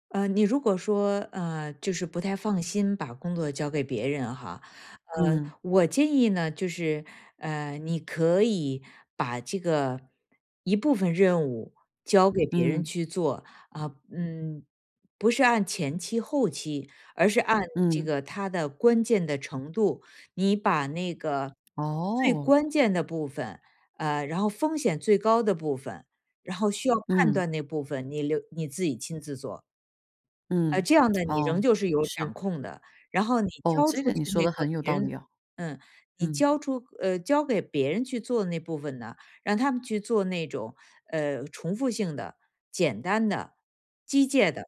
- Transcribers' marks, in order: other background noise; lip smack; "机械" said as "机戒"
- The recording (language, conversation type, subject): Chinese, advice, 我害怕把工作交給別人後會失去對結果和進度的掌控，該怎麼辦？